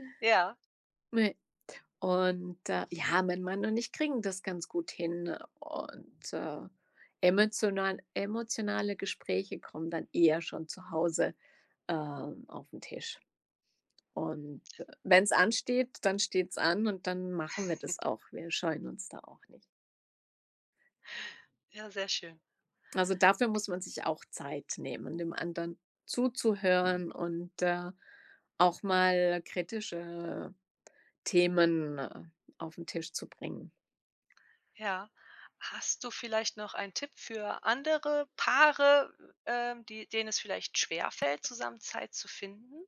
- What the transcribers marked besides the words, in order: other background noise; background speech; chuckle; tapping
- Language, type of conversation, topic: German, podcast, Wie nehmt ihr euch als Paar bewusst Zeit füreinander?
- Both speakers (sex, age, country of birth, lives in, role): female, 35-39, Germany, Germany, host; female, 55-59, Germany, France, guest